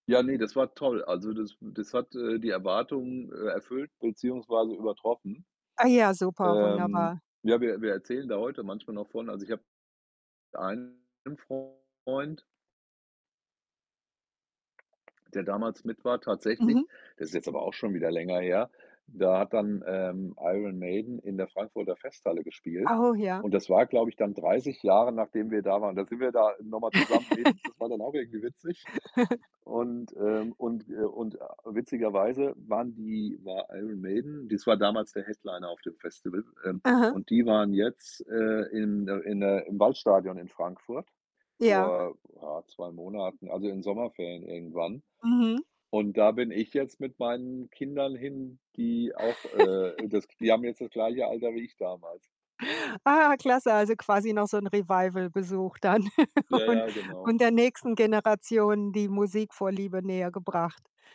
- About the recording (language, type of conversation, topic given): German, podcast, Kannst du von einem unvergesslichen Konzertbesuch erzählen?
- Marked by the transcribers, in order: distorted speech; tapping; laugh; chuckle; chuckle; chuckle